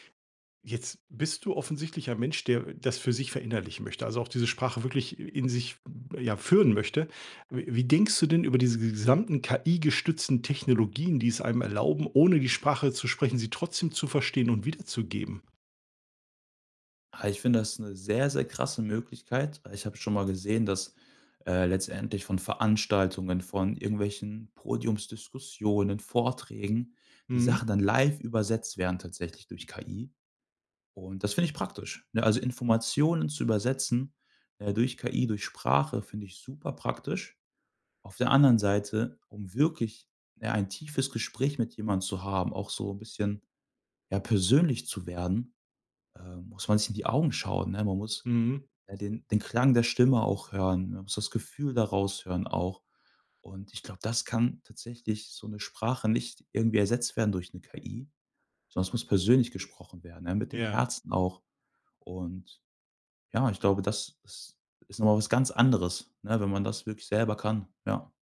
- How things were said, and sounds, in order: other noise
- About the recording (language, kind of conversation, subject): German, podcast, Was würdest du jetzt gern noch lernen und warum?